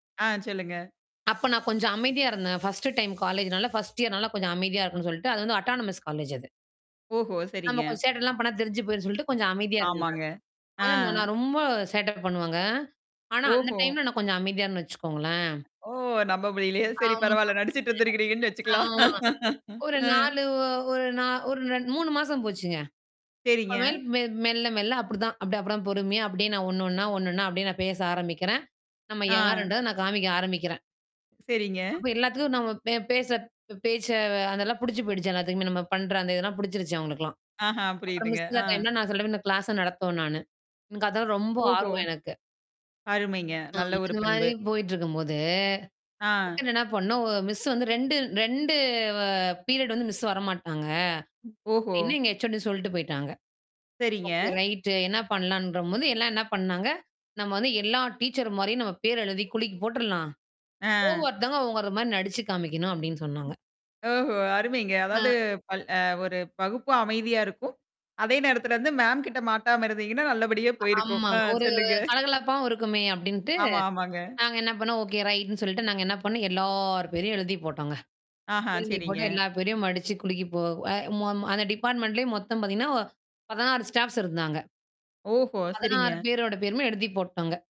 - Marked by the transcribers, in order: static; in another language: "ஃபர்ஸ்ட்"; in English: "ஃபர்ஸ்ட் இயர்னால"; in English: "அட்டோனமஸ்"; other background noise; tapping; laughing while speaking: "சரி பரவால்ல, நடிச்சிட்டு இருக்கிங்கன்னு வச்சிக்கலாம்"; unintelligible speech; distorted speech; mechanical hum; other noise; in another language: "கிளாஸ்யை"; drawn out: "ரெண்டு"; in English: "பீரியட்"; in English: "ரைட்"; laughing while speaking: "அ சொல்லுங்க"; in English: "ரைட்ன்னு"; in English: "டிபார்ட்மெண்ட்லேயும்"; in English: "ஸ்டாஃப்ஸ்"
- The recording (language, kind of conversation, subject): Tamil, podcast, நண்பர்களுடன் விளையாடிய போது உங்களுக்கு மிகவும் பிடித்த ஒரு நினைவை பகிர முடியுமா?